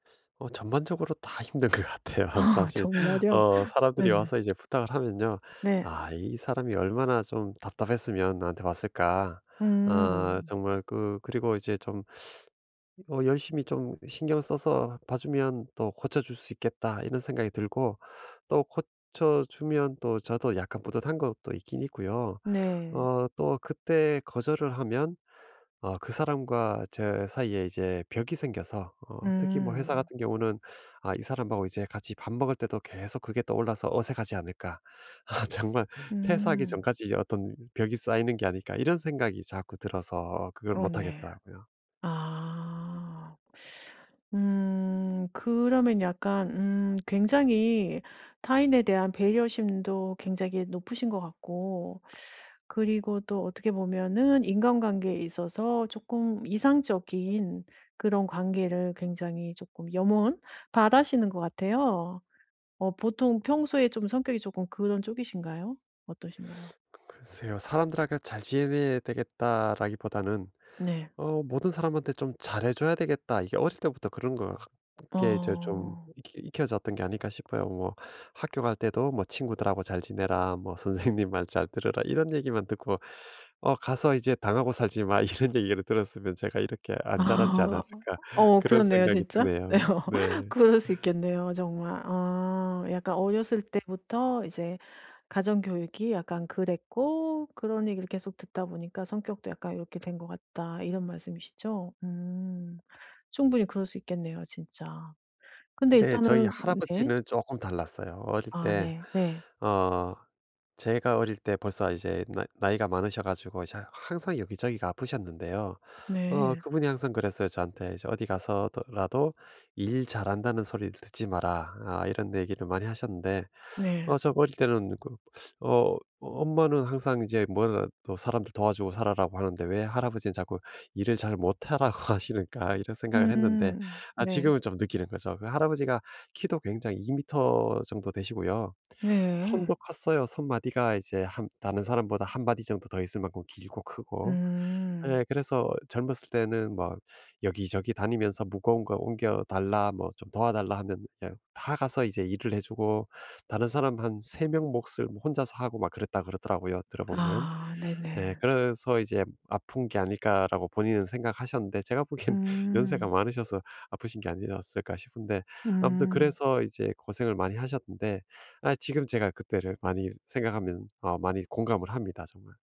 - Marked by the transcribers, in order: laughing while speaking: "것 같아요 사실"; laughing while speaking: "아 정말요?"; tapping; teeth sucking; laughing while speaking: "아 정말"; teeth sucking; teeth sucking; teeth sucking; laughing while speaking: "선생님"; laughing while speaking: "이런"; laughing while speaking: "네. 어"; teeth sucking; laughing while speaking: "못하라고"; laughing while speaking: "보긴"
- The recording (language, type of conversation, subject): Korean, advice, 어떻게 하면 거절을 더 분명하고 공손하게 말할 수 있을까요?